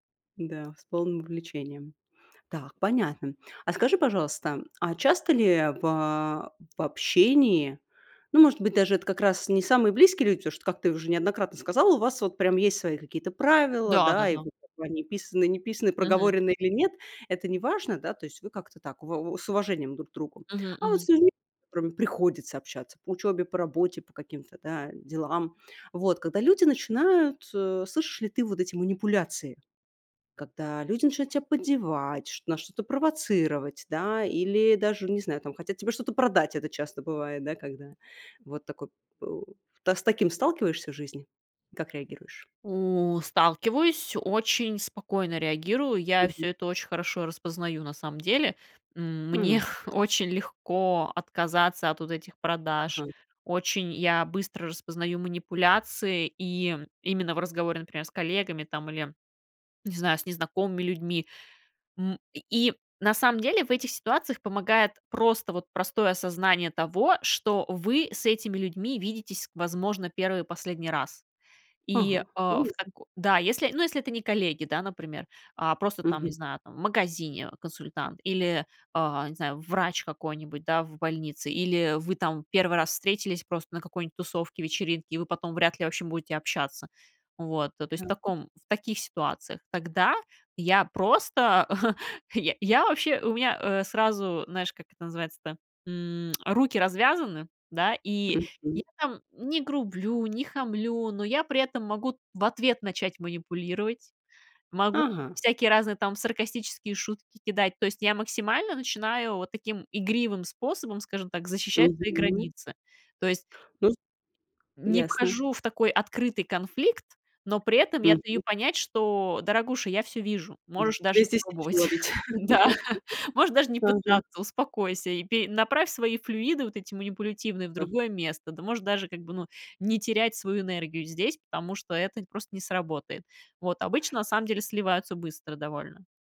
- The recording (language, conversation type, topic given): Russian, podcast, Что вы делаете, чтобы собеседник дослушал вас до конца?
- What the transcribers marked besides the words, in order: other background noise; tapping; chuckle; chuckle; tsk; chuckle; chuckle; other noise